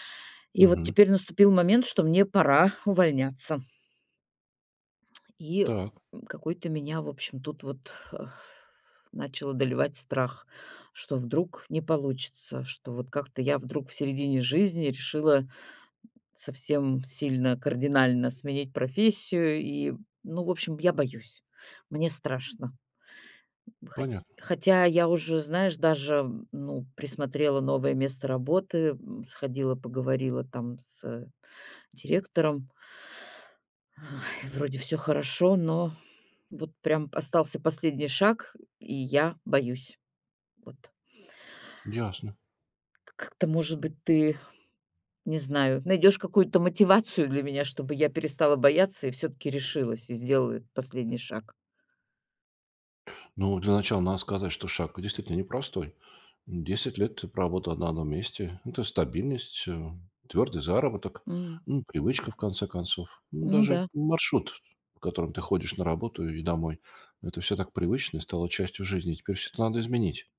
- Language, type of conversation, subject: Russian, advice, Как решиться сменить профессию в середине жизни?
- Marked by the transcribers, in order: lip smack; tapping; exhale